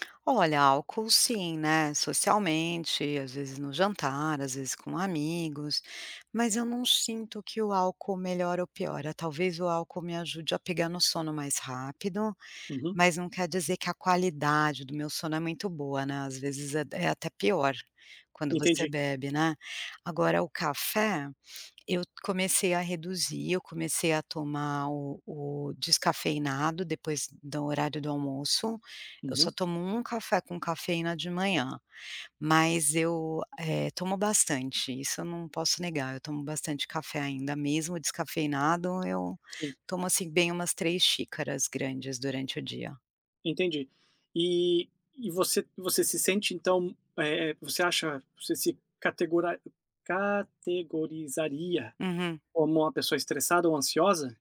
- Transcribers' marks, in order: tapping
- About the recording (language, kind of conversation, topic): Portuguese, advice, Por que acordo cansado mesmo após uma noite completa de sono?